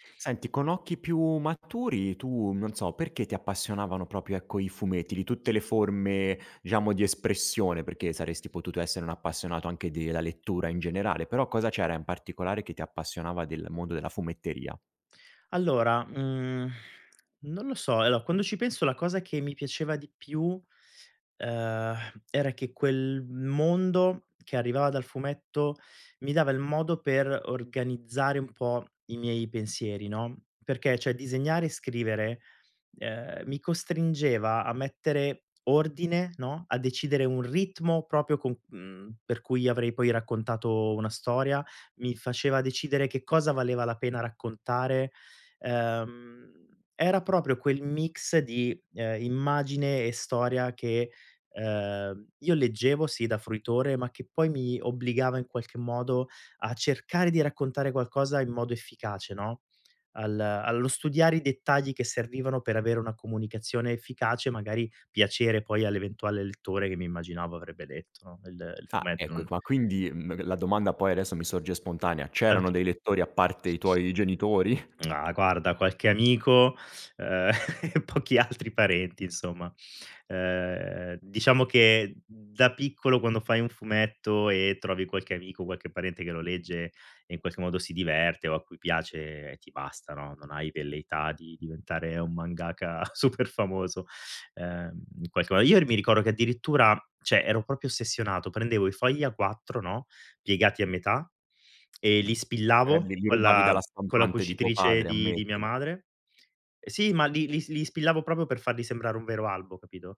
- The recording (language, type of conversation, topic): Italian, podcast, Hai mai creato fumetti, storie o personaggi da piccolo?
- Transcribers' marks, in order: "proprio" said as "propio"; other background noise; tapping; "Allora" said as "eloa"; chuckle; laughing while speaking: "super famoso"; "cioè" said as "ceh"; "proprio" said as "propio"; "proprio" said as "propio"